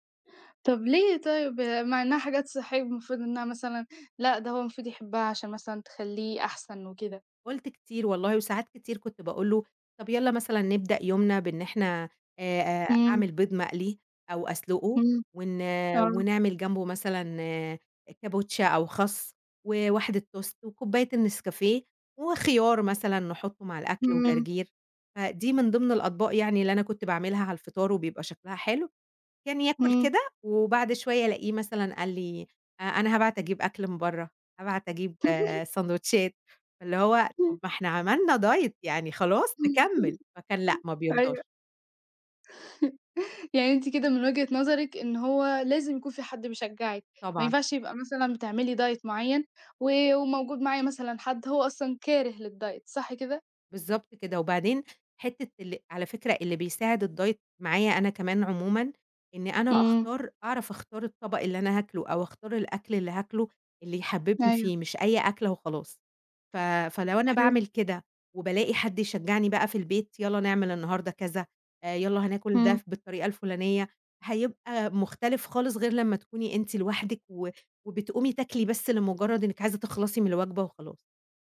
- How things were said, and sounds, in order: tapping; in English: "toast"; chuckle; other noise; in English: "diet"; chuckle; chuckle; in English: "diet"; in English: "للdiet"; in English: "الdiet"
- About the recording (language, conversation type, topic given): Arabic, podcast, إزاي بتختار أكل صحي؟